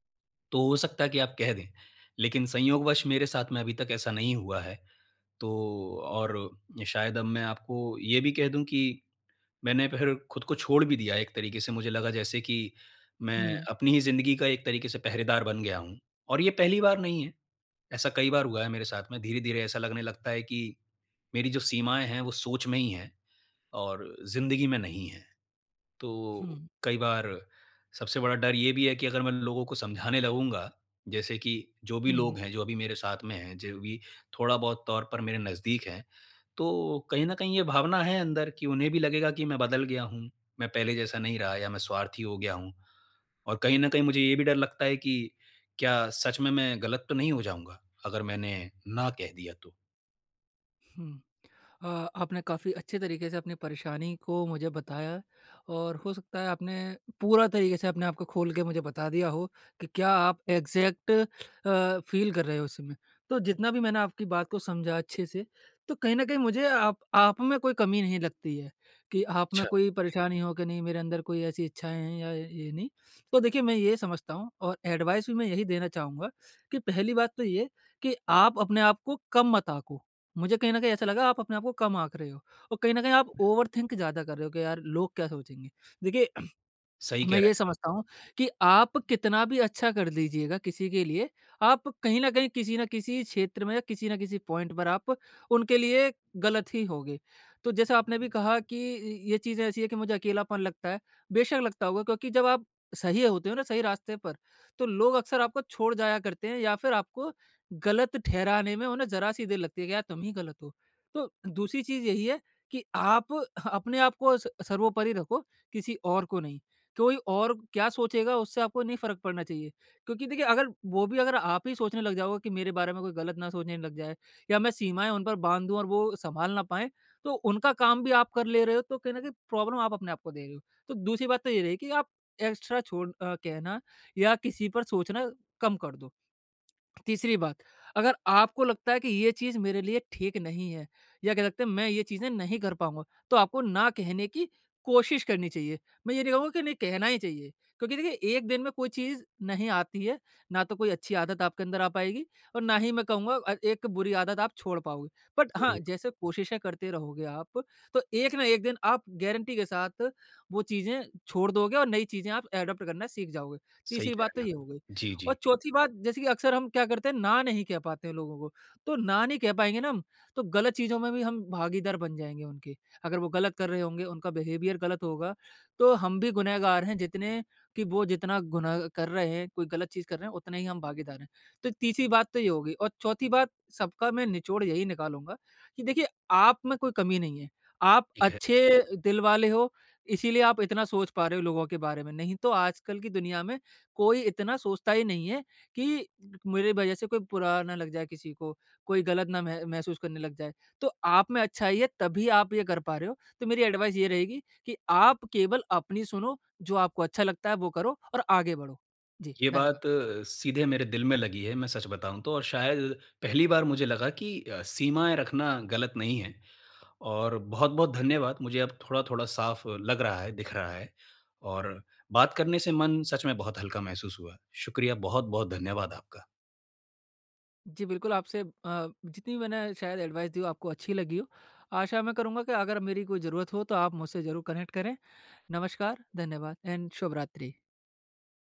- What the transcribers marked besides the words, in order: in English: "एग्ज़ैक्ट"; in English: "फ़ील"; in English: "एडवाइस"; other background noise; in English: "ओवर थिंक"; throat clearing; in English: "पॉइंट"; in English: "प्रॉब्लम"; in English: "एक्स्ट्रा"; in English: "बट"; in English: "एडॉप्ट"; in English: "बिहेवियर"; in English: "एडवाइस"; in English: "एडवाइस"; in English: "कनेक्ट"; in English: "एंड"
- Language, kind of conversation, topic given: Hindi, advice, दोस्तों के साथ पार्टी में दूसरों की उम्मीदें और अपनी सीमाएँ कैसे संभालूँ?
- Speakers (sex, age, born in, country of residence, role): male, 20-24, India, India, advisor; male, 25-29, India, India, user